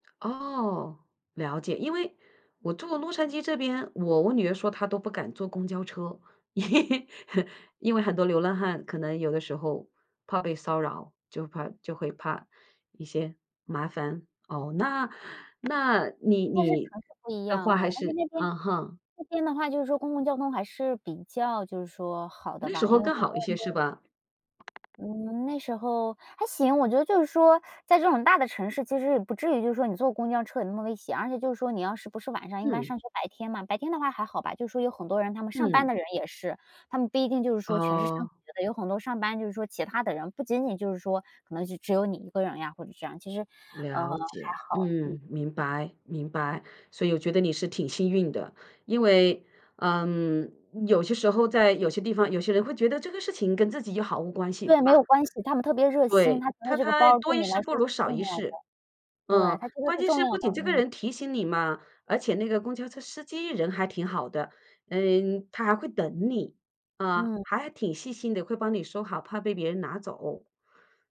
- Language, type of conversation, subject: Chinese, podcast, 你在路上有没有遇到过有人帮了你一个大忙？
- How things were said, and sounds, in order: tapping; laugh; other background noise